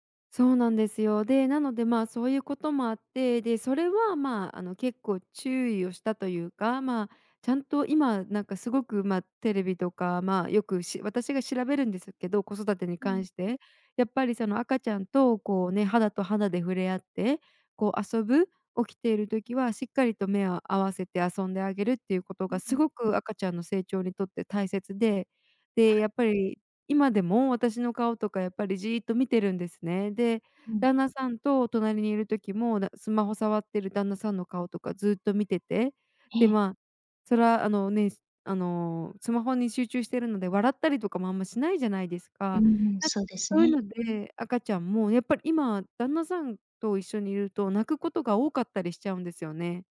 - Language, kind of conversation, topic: Japanese, advice, 配偶者と子育ての方針が合わないとき、どのように話し合えばよいですか？
- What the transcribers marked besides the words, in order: none